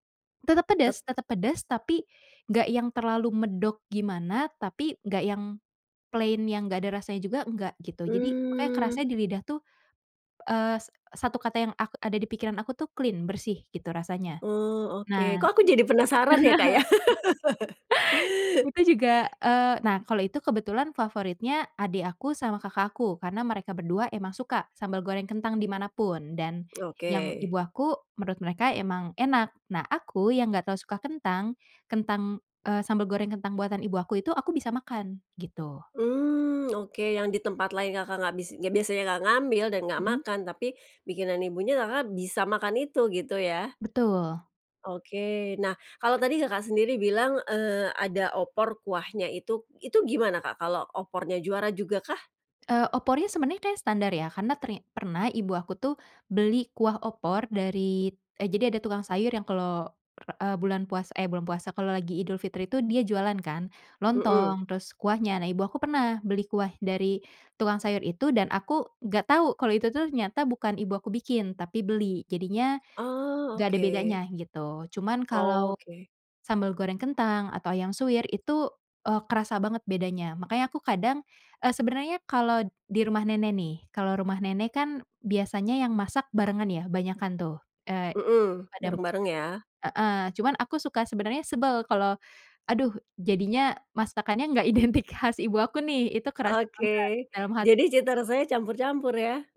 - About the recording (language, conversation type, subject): Indonesian, podcast, Apa tradisi makanan yang selalu ada di rumahmu saat Lebaran atau Natal?
- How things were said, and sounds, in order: other background noise; in English: "plain"; in English: "clean"; chuckle; laugh; tsk; laughing while speaking: "identik"; unintelligible speech